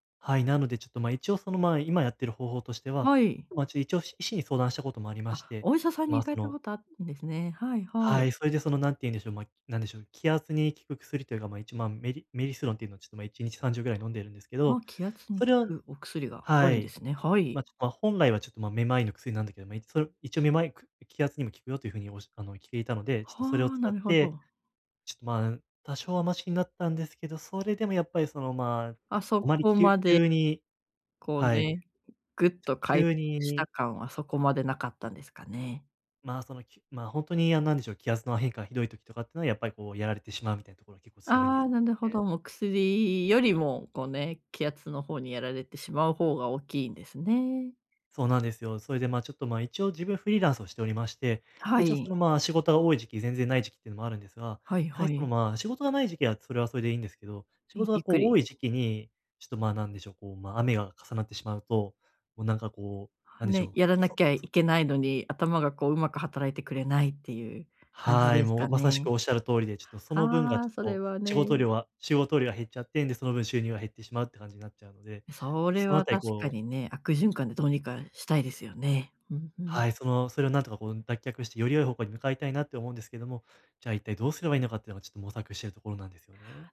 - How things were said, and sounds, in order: none
- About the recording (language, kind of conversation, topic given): Japanese, advice, 頭がぼんやりして集中できないとき、思考をはっきりさせて注意力を取り戻すにはどうすればよいですか？